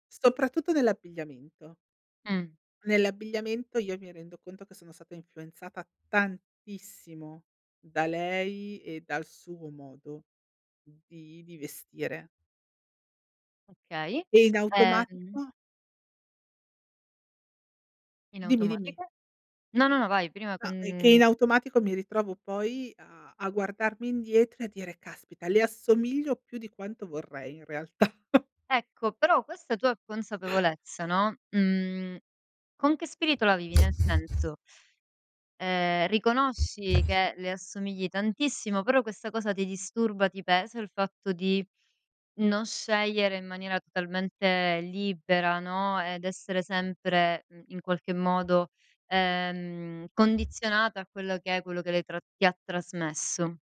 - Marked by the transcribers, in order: tapping; drawn out: "con"; laughing while speaking: "realtà"; chuckle; other background noise; drawn out: "ehm"
- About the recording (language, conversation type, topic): Italian, podcast, In che modo la tua famiglia ha influenzato i tuoi gusti?